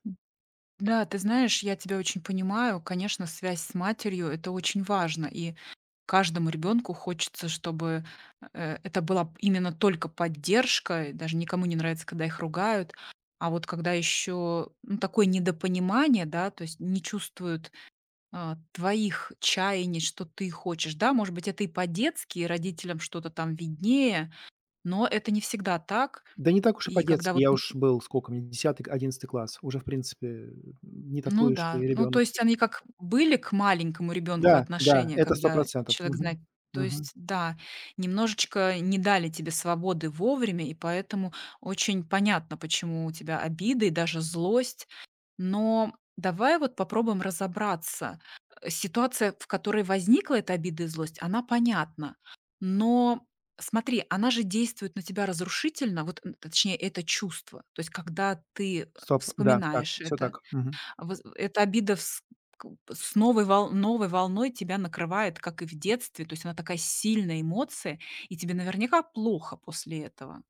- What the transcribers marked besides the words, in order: other background noise
- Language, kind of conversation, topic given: Russian, advice, Какие обиды и злость мешают вам двигаться дальше?